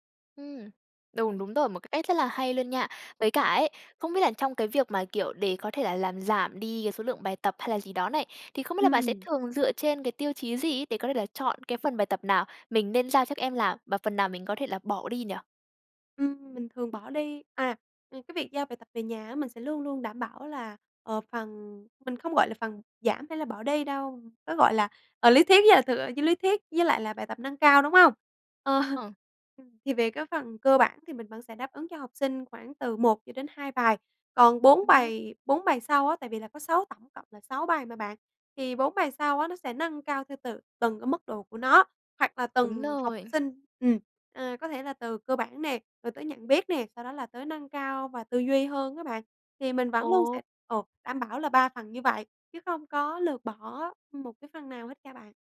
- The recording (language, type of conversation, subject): Vietnamese, podcast, Làm sao giảm bài tập về nhà mà vẫn đảm bảo tiến bộ?
- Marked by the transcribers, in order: tapping; laughing while speaking: "Ờ"